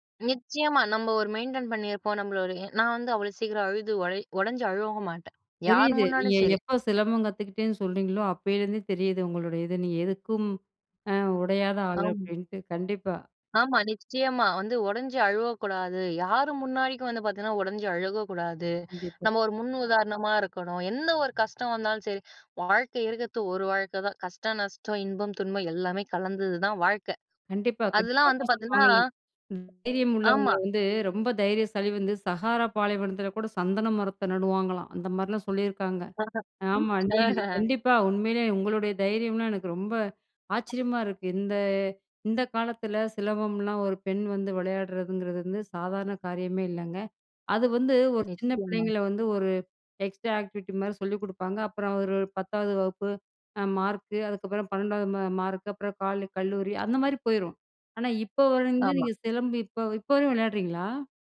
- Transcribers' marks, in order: in English: "மெயின்டெயின்"; trusting: "நிச்சயமா வந்து உடைஞ்சு அழுவக்கூடாது, யாரும் … கலந்தது தான் வாழ்க்கை"; unintelligible speech; tapping; laugh; in English: "எக்ஸ்ட்ரா ஆக்டிவிட்டி"; other noise
- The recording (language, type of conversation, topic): Tamil, podcast, மன அழுத்தமாக இருக்கிறது என்று உங்களுக்கு புரிந்தவுடன் முதலில் நீங்கள் என்ன செய்கிறீர்கள்?